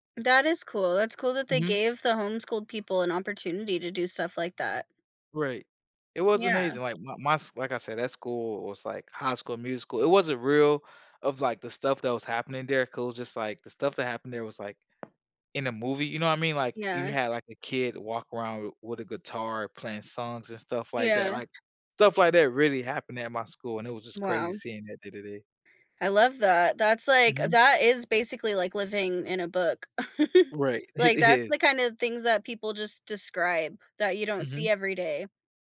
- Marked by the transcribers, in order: other background noise; giggle; laughing while speaking: "It is"
- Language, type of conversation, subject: English, unstructured, What would change if you switched places with your favorite book character?
- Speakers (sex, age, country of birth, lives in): female, 30-34, United States, United States; male, 30-34, United States, United States